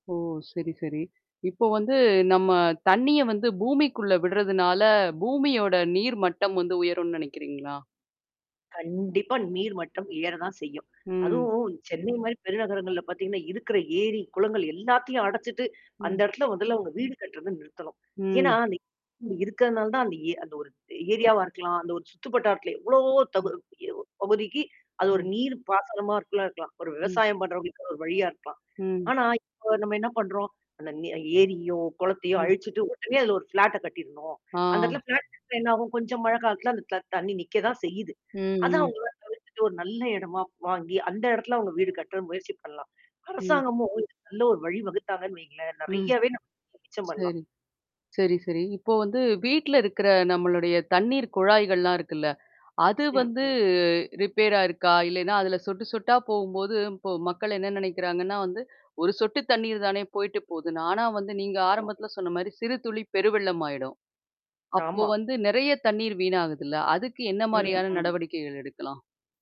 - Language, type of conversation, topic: Tamil, podcast, நீர் மிச்சப்படுத்த எளிய வழிகள் என்னென்ன என்று சொல்கிறீர்கள்?
- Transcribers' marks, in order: static; tapping; distorted speech; in English: "ஃப்ளாட்ட"; in English: "ஃப்ளாட்ட"; other background noise; in English: "ரிப்பேர்"; other noise